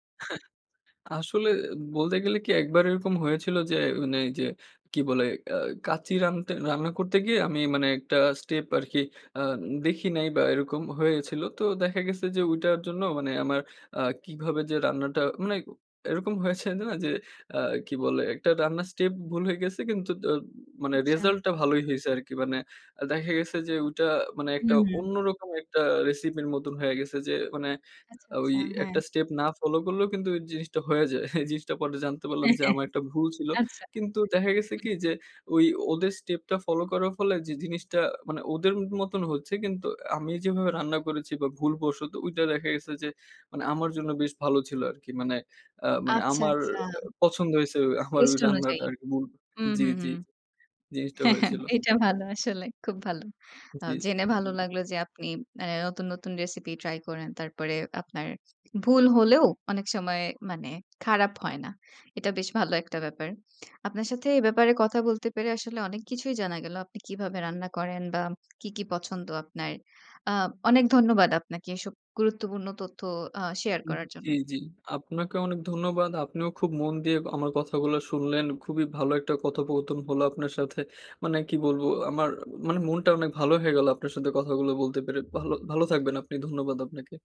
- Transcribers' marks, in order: chuckle; other background noise; scoff; laughing while speaking: "হ্যা, হ্যা, হ্যা"; laughing while speaking: "হ্যা, হ্যা এটা ভালো"; tapping
- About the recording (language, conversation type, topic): Bengali, podcast, আপনি নতুন কোনো রেসিপি চেষ্টা করতে গেলে কীভাবে শুরু করেন?